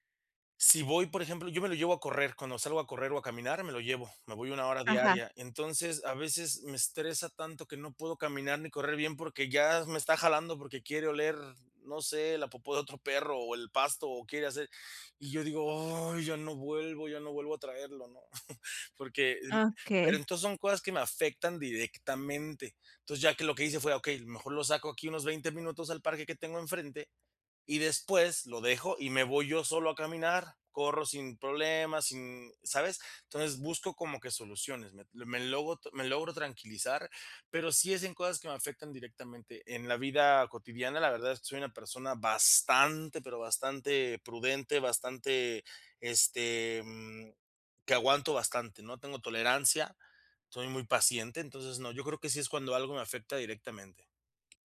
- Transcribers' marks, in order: chuckle; other background noise
- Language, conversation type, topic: Spanish, advice, ¿Cómo puedo manejar la ira y la frustración cuando aparecen de forma inesperada?